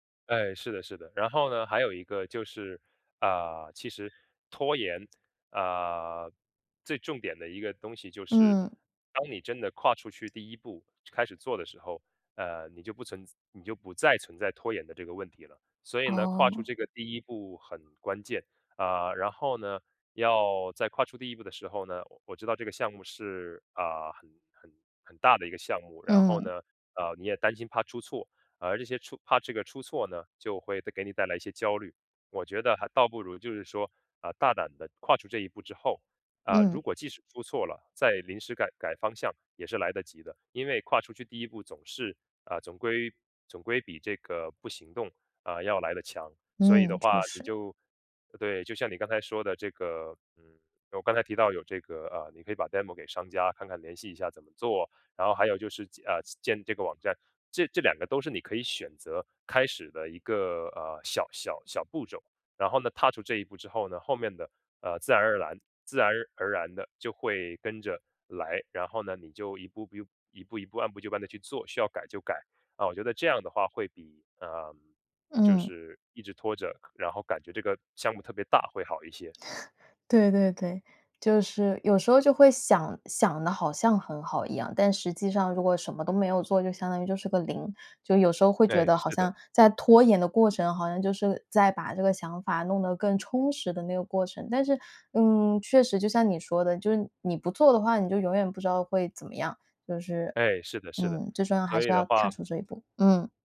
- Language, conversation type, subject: Chinese, advice, 我总是拖延，无法开始新的目标，该怎么办？
- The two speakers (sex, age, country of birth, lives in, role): female, 30-34, China, Japan, user; male, 30-34, China, United States, advisor
- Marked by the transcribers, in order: in English: "demo"; chuckle